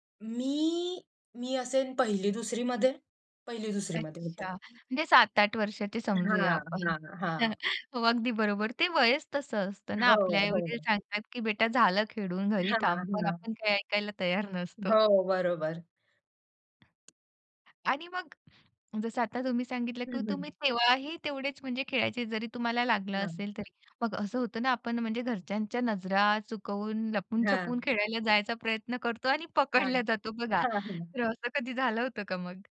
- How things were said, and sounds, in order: drawn out: "मी"; chuckle; "खेळून" said as "खेडून"; other background noise; tapping
- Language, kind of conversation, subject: Marathi, podcast, लहानपणी अशी कोणती आठवण आहे जी आजही तुम्हाला हसवते?